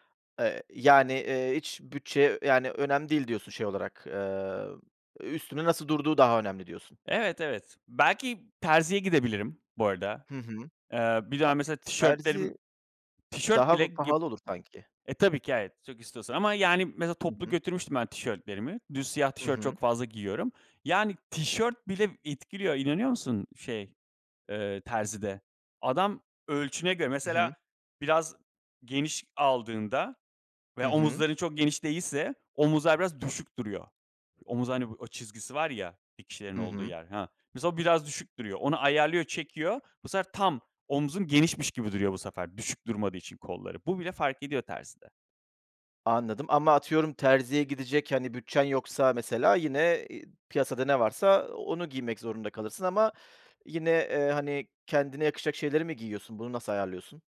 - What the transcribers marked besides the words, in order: other noise; tapping; other background noise
- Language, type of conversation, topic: Turkish, podcast, Kıyafetler özgüvenini nasıl etkiler sence?